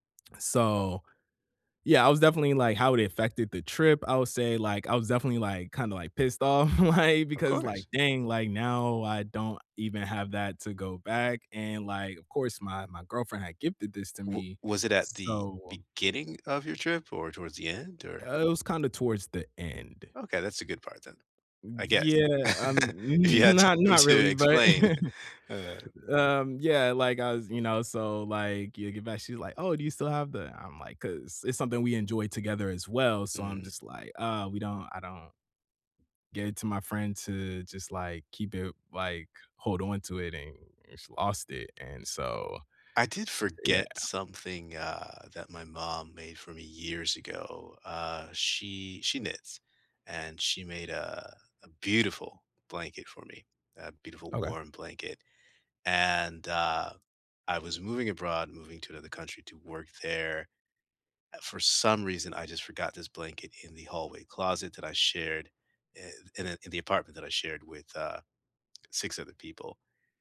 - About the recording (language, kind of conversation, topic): English, unstructured, Have you ever experienced theft or lost valuables while traveling?
- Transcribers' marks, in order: swallow; laughing while speaking: "like"; laughing while speaking: "not really"; laugh; laughing while speaking: "if you had time to explain"; tapping; other background noise